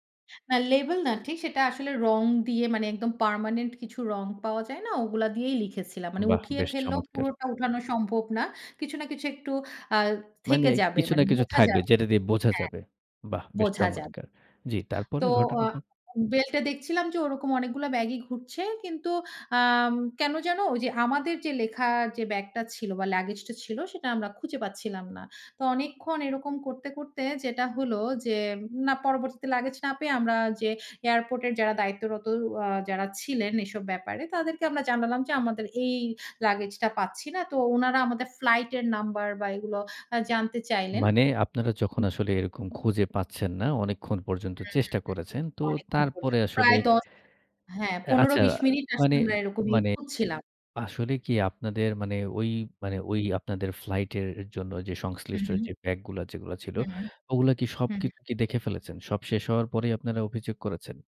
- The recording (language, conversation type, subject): Bengali, podcast, লাগেজ হারানোর পর আপনি কী করেছিলেন?
- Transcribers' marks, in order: other background noise